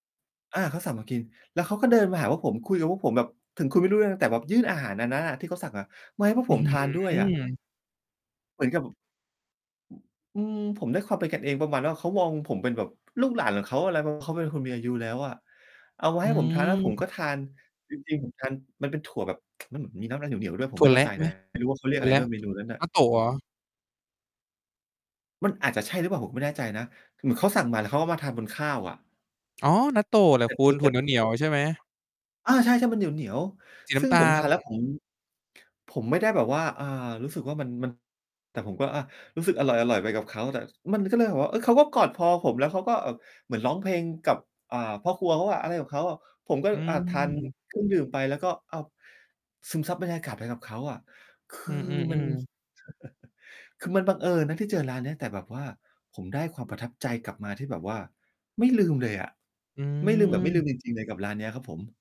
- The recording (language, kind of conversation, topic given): Thai, podcast, คุณเคยหลงทางแล้วบังเอิญเจอร้านอาหารอร่อยมากไหม?
- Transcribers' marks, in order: tapping; distorted speech; other background noise; chuckle